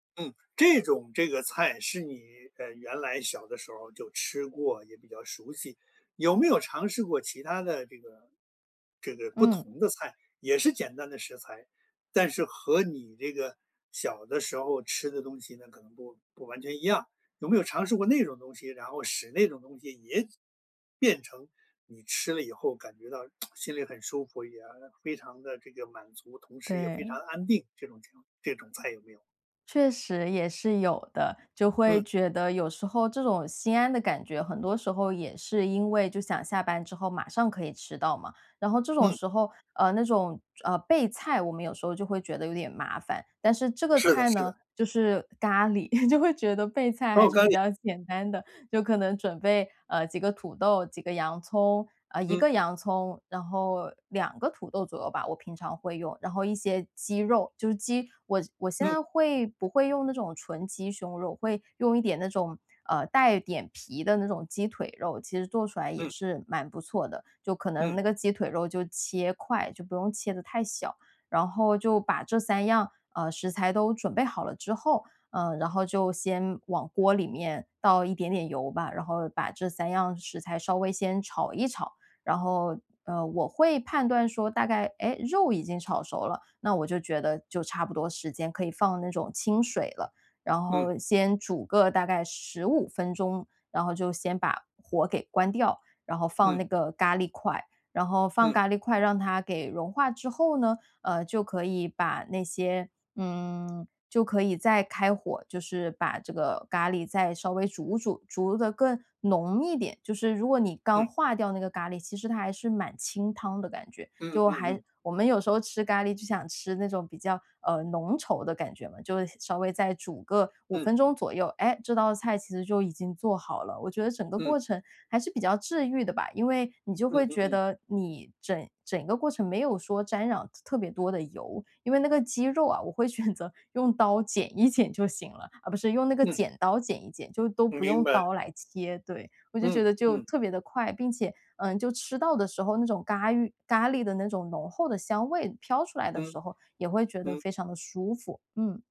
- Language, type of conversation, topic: Chinese, podcast, 怎么把简单食材变成让人心安的菜？
- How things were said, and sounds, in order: tsk; other background noise; chuckle; "沾染" said as "沾攘"; laughing while speaking: "选择"